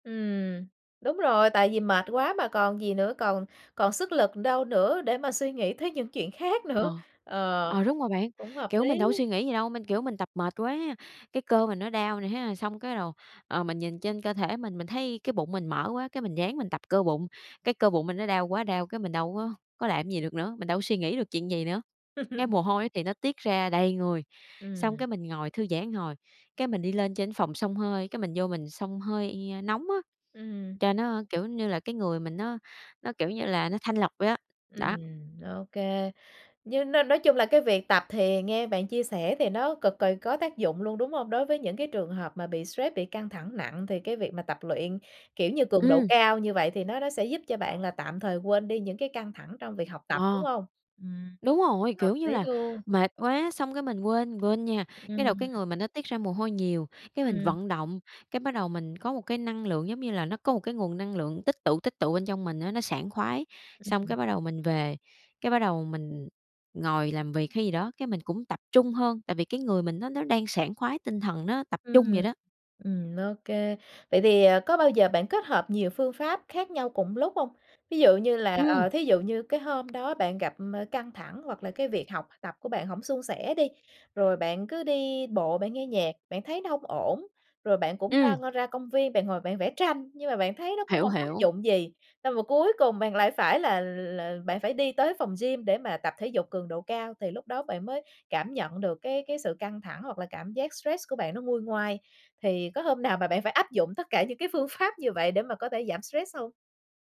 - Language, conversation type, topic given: Vietnamese, podcast, Bạn có cách nào giảm căng thẳng hiệu quả không?
- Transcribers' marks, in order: laughing while speaking: "tới"; laughing while speaking: "nữa"; tapping; laugh; "một" said as "ừn"; other background noise; laughing while speaking: "tranh"; laughing while speaking: "nào mà"; laughing while speaking: "cả"